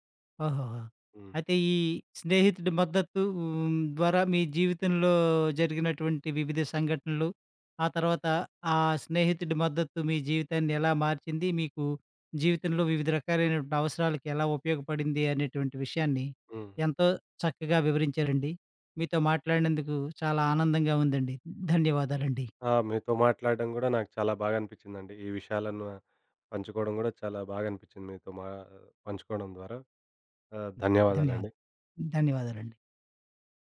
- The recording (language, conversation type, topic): Telugu, podcast, స్నేహితుడి మద్దతు నీ జీవితాన్ని ఎలా మార్చింది?
- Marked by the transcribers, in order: none